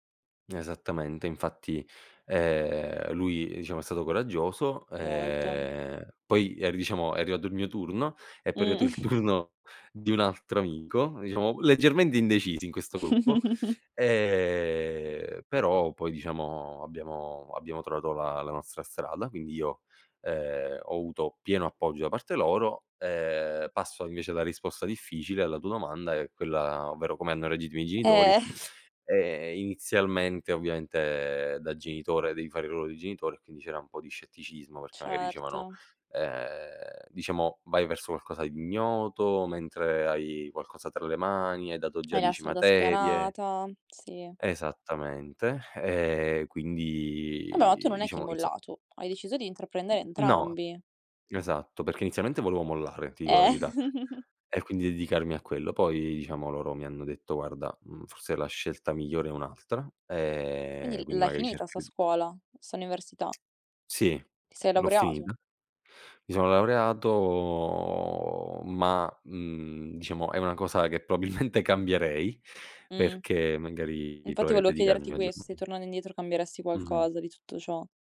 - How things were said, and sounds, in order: tapping; laughing while speaking: "turno"; chuckle; chuckle; drawn out: "ehm"; chuckle; "inizio" said as "izo"; chuckle; drawn out: "laureato"; laughing while speaking: "probabilmente"
- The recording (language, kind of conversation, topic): Italian, podcast, Qual è stata una piccola scelta che ti ha cambiato la vita?